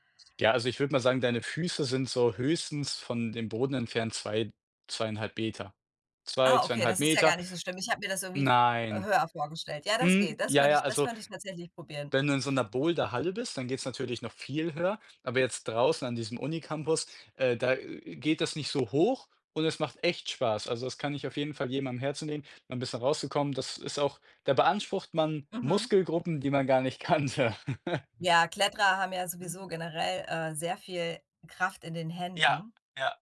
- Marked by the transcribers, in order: other background noise; laughing while speaking: "kannte"; chuckle
- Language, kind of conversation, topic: German, unstructured, Wie motivierst du dich, regelmäßig Sport zu treiben?
- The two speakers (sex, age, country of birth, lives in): female, 45-49, Germany, United States; male, 20-24, Germany, Germany